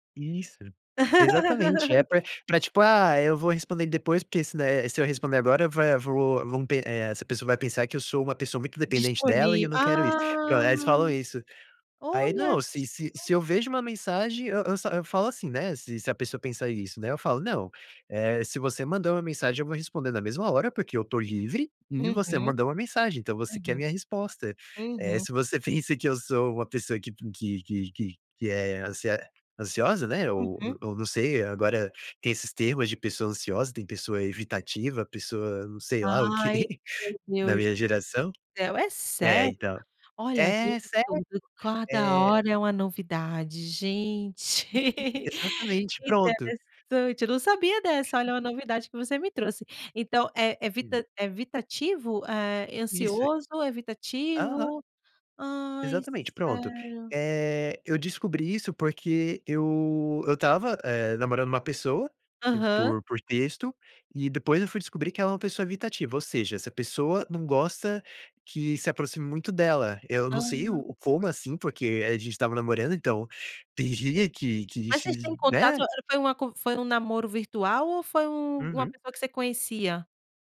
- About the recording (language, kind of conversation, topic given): Portuguese, podcast, Como você define limites saudáveis para o uso do celular no dia a dia?
- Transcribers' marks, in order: laugh; laugh; laugh